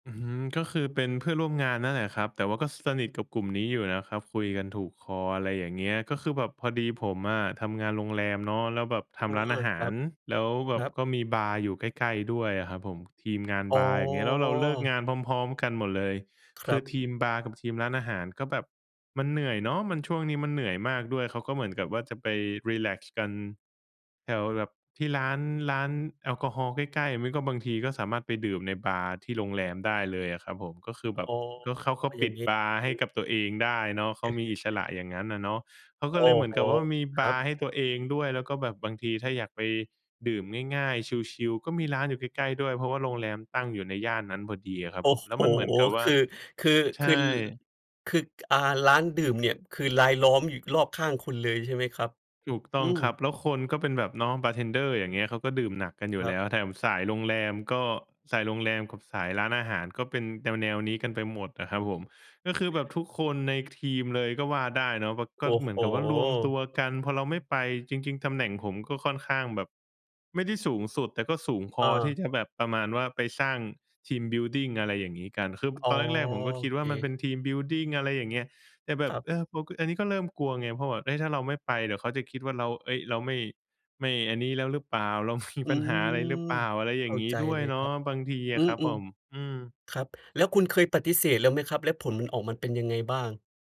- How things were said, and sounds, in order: other noise; in English: "ทีมบิลดิง"; in English: "ทีมบิลดิง"; laughing while speaking: "มี"
- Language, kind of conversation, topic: Thai, advice, ฉันควรรับมืออย่างไรเมื่อเพื่อนๆ กดดันให้ดื่มแอลกอฮอล์หรือทำกิจกรรมที่ฉันไม่อยากทำ?